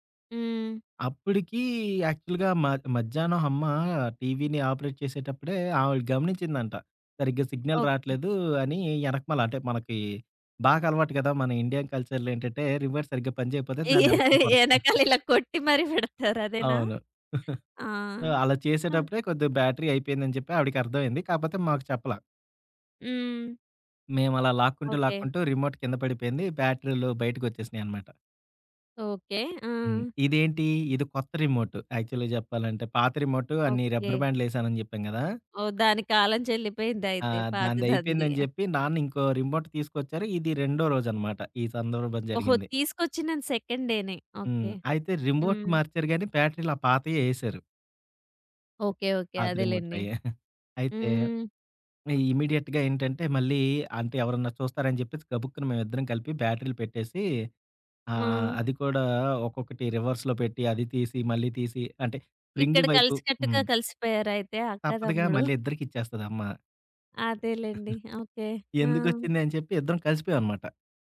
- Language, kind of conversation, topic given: Telugu, podcast, మీ కుటుంబంలో ప్రేమను సాధారణంగా ఎలా తెలియజేస్తారు?
- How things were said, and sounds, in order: in English: "యాక్చువల్‌గా"; in English: "ఆపరేట్"; in English: "సిగ్నల్"; in English: "ఇండియన్ కల్చర్‌లో"; laughing while speaking: "ఈ ఎనకాల ఇలా కొట్టి మరి పెడతారు"; chuckle; in English: "సో"; other background noise; in English: "బ్యాటరీ"; in English: "రిమోట్"; tapping; in English: "రిమోట్ యాక్చువల్‌గా"; in English: "రిమోట్"; in English: "రిమోట్"; in English: "సెకండ్"; in English: "రిమోట్"; giggle; in English: "ఇమ్మీడియేట్‌గా"; in English: "రివర్స్‌లో"; giggle